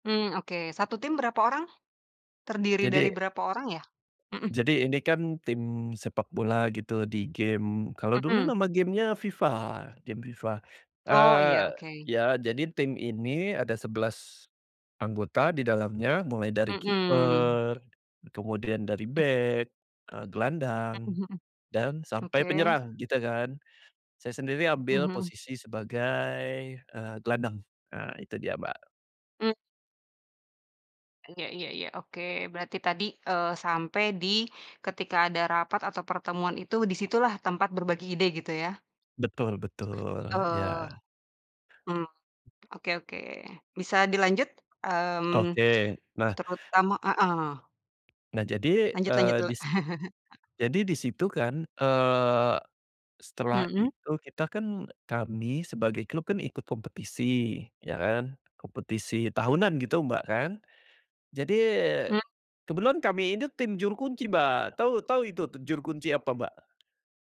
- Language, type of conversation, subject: Indonesian, podcast, Bagaimana kamu menyeimbangkan ide sendiri dengan ide tim?
- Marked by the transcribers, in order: other background noise; tapping; chuckle